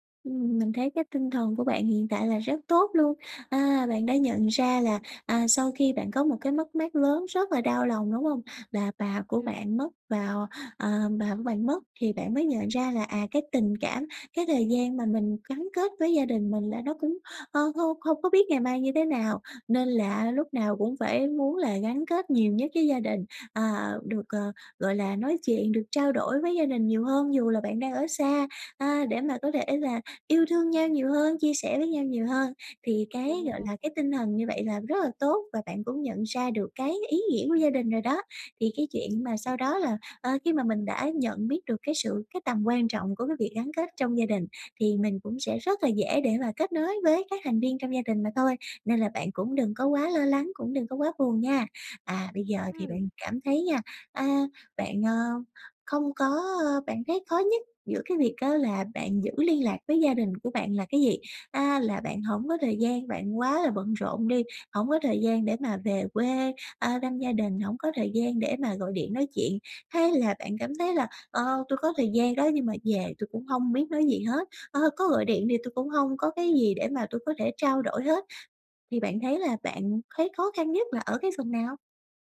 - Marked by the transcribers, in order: tapping; other background noise
- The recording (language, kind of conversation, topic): Vietnamese, advice, Làm thế nào để duy trì sự gắn kết với gia đình khi sống xa nhà?